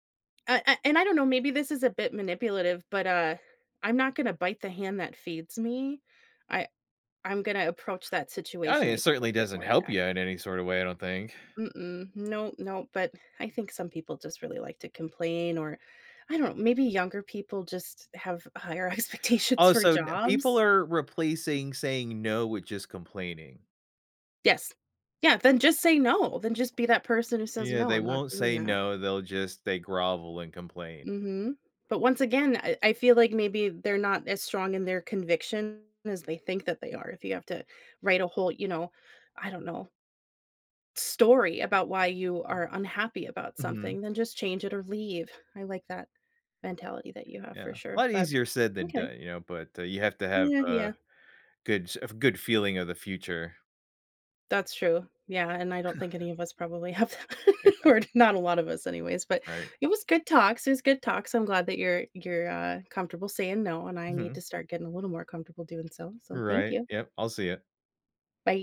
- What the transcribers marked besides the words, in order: tapping; other background noise; laughing while speaking: "expectations"; chuckle; laughing while speaking: "have that. Or"
- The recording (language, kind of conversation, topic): English, unstructured, How can I make saying no feel less awkward and more natural?